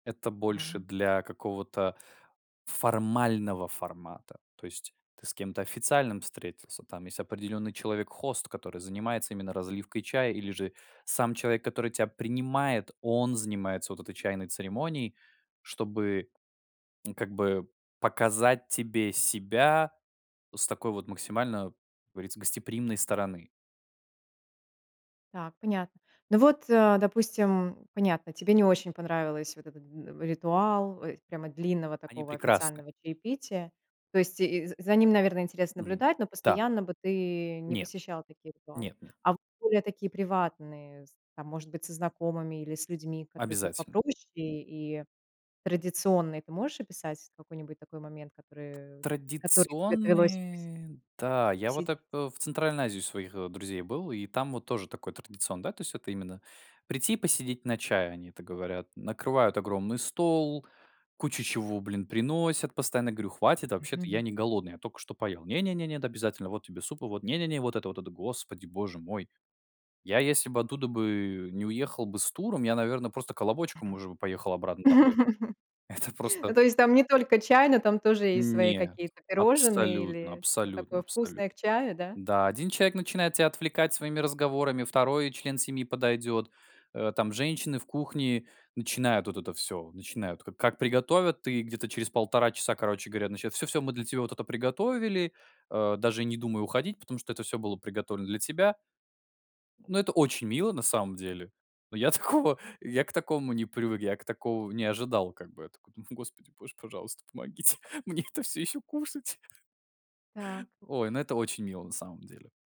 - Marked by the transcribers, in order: tapping; other background noise; drawn out: "Традиционные"; laugh; laughing while speaking: "Это"; laughing while speaking: "такого"; laughing while speaking: "помогите мне это всё ещё кушать!"
- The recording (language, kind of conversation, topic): Russian, podcast, Какие у вас есть ритуалы чаепития и дружеских посиделок?